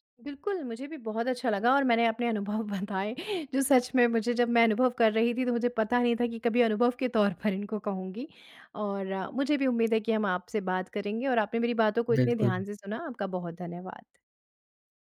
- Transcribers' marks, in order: laughing while speaking: "अनुभव बताए जो"
- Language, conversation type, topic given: Hindi, podcast, करियर बदलने के लिए नेटवर्किंग कितनी महत्वपूर्ण होती है और इसके व्यावहारिक सुझाव क्या हैं?